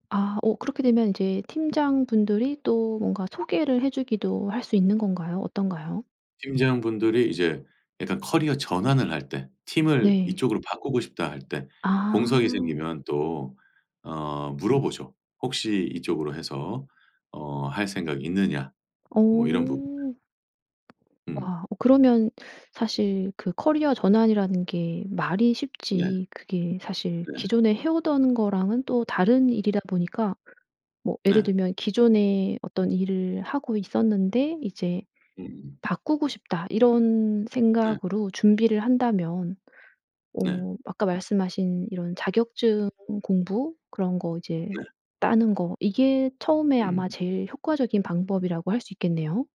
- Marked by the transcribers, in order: other background noise
- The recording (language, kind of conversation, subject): Korean, podcast, 학위 없이 배움만으로 커리어를 바꿀 수 있을까요?